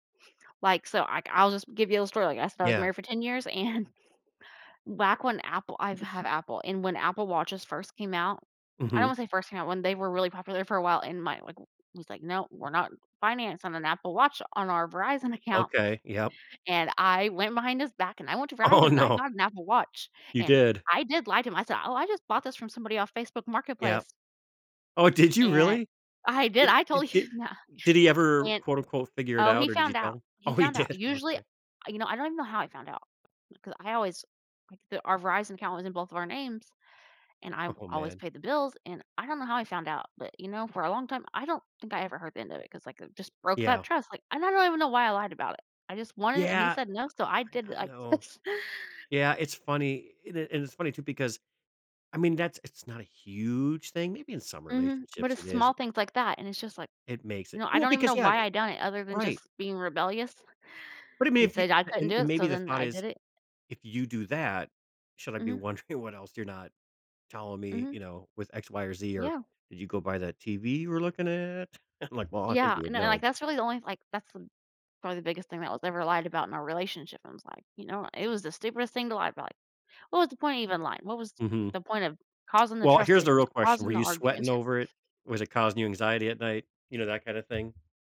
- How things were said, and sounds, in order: laughing while speaking: "and"; other background noise; laughing while speaking: "Oh, no"; laughing while speaking: "you that"; laughing while speaking: "Oh, he did"; laughing while speaking: "Oh"; laughing while speaking: "this"; stressed: "huge"; tapping; laughing while speaking: "wondering"; chuckle; laughing while speaking: "I'm like"
- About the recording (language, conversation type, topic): English, unstructured, How important is trust compared to love in building a lasting relationship?